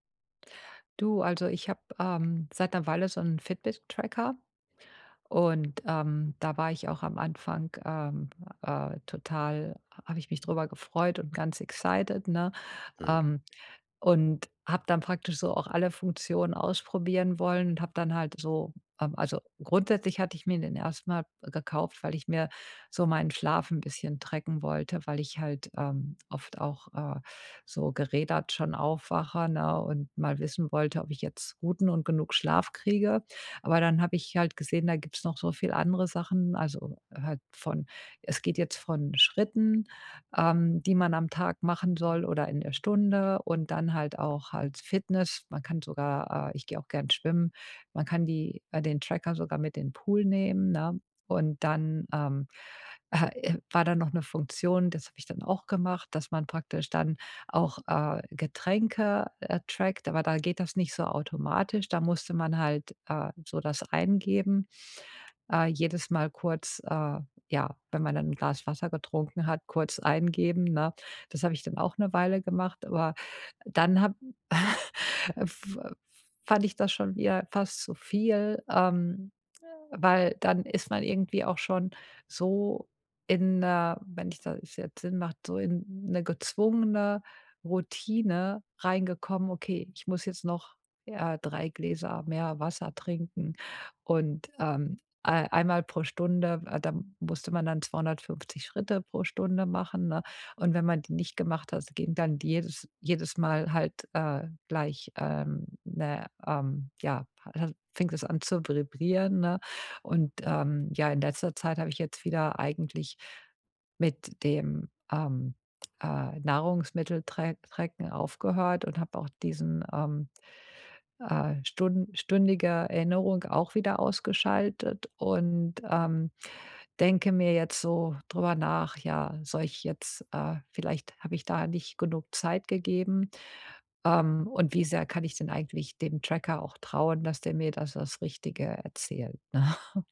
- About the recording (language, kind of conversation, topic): German, advice, Wie kann ich Tracking-Routinen starten und beibehalten, ohne mich zu überfordern?
- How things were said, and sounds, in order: in English: "excited"; chuckle; "vibrieren" said as "vribrieren"; chuckle